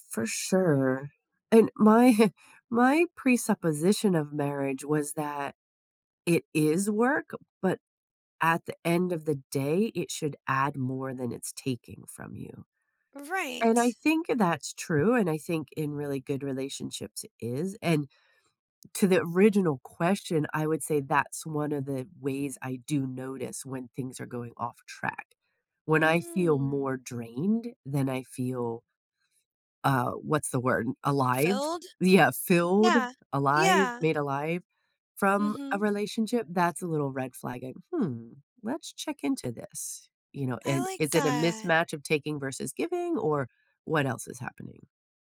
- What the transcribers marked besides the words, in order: drawn out: "Mm"
- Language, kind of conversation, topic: English, unstructured, How can I spot and address giving-versus-taking in my close relationships?